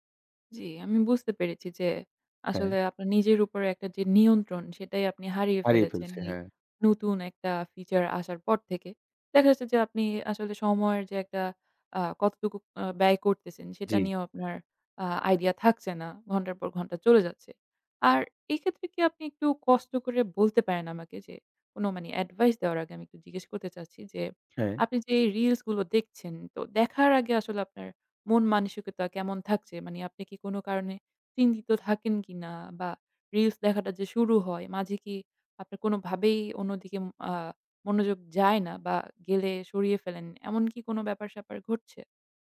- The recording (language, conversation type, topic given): Bengali, advice, রাতে স্ক্রিন সময় বেশি থাকলে কি ঘুমের সমস্যা হয়?
- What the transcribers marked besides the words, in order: tapping; other background noise